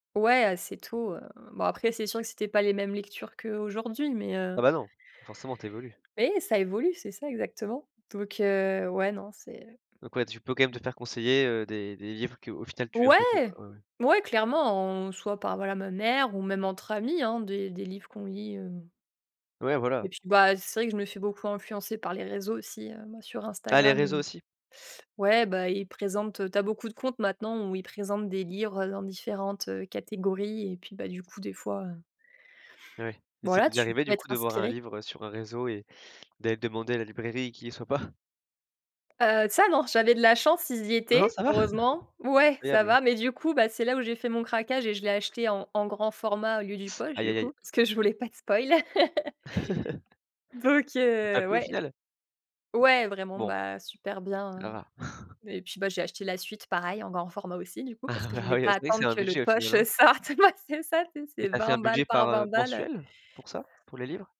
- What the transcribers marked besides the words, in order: tapping; other background noise; laugh; teeth sucking; put-on voice: "spoile"; laugh; chuckle; laughing while speaking: "Ah oui"; laughing while speaking: "sorte. Ouais, c'est ça"
- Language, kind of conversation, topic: French, podcast, Comment choisis-tu un livre quand tu vas en librairie ?